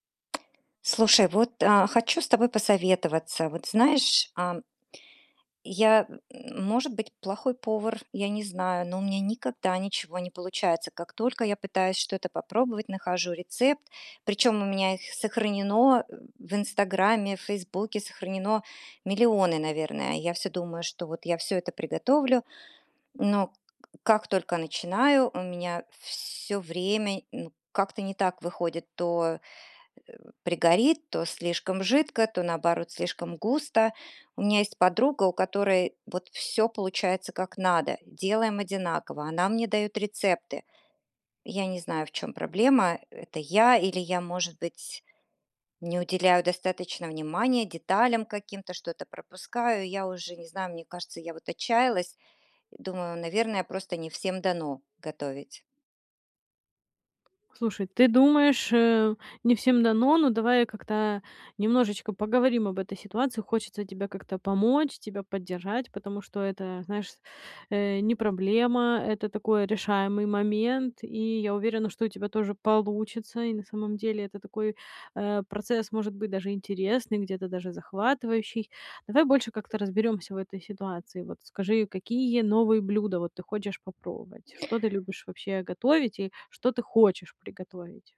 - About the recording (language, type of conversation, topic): Russian, advice, Как перестать бояться ошибок, когда готовишь новые блюда?
- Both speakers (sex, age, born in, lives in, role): female, 35-39, Ukraine, United States, advisor; female, 50-54, Russia, United States, user
- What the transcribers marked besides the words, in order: tapping; grunt; other background noise